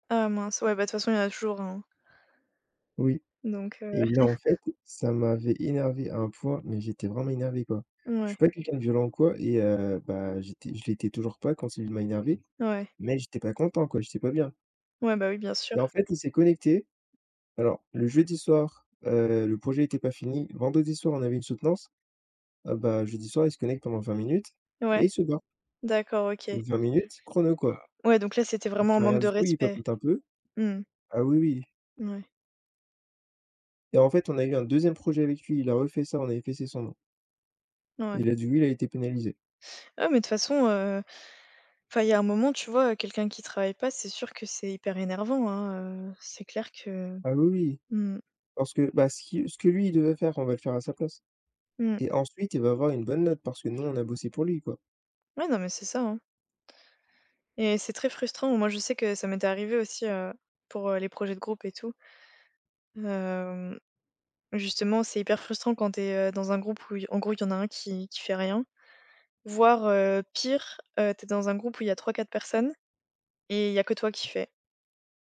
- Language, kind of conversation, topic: French, unstructured, Comment trouves-tu l’équilibre entre travail et vie personnelle ?
- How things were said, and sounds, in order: chuckle; other background noise; tapping